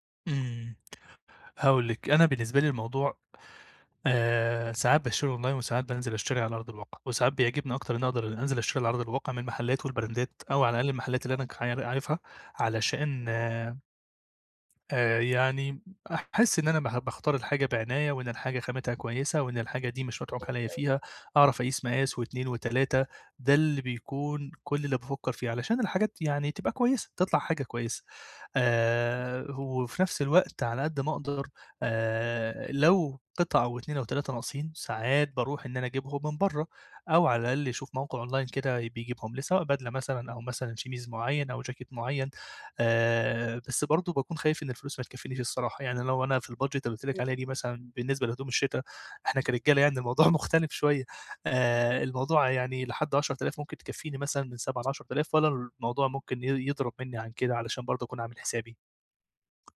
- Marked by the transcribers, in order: in English: "أونلاين"; in English: "والبراندات"; tapping; unintelligible speech; unintelligible speech; in English: "أونلاين"; in English: "شيميز"; in English: "البادجد"; unintelligible speech
- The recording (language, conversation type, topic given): Arabic, advice, إزاي ألاقِي صفقات وأسعار حلوة وأنا بتسوّق للملابس والهدايا؟